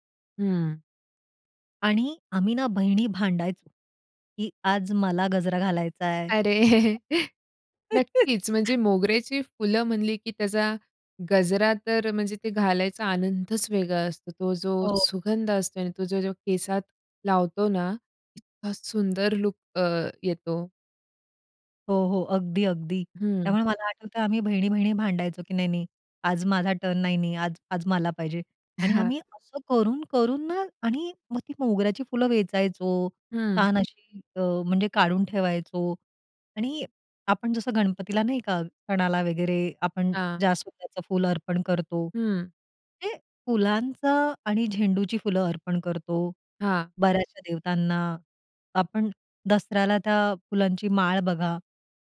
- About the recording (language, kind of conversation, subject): Marathi, podcast, वसंताचा सुवास आणि फुलं तुला कशी भावतात?
- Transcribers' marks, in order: chuckle; other background noise; laugh; other noise; laughing while speaking: "हां"; in English: "टर्न"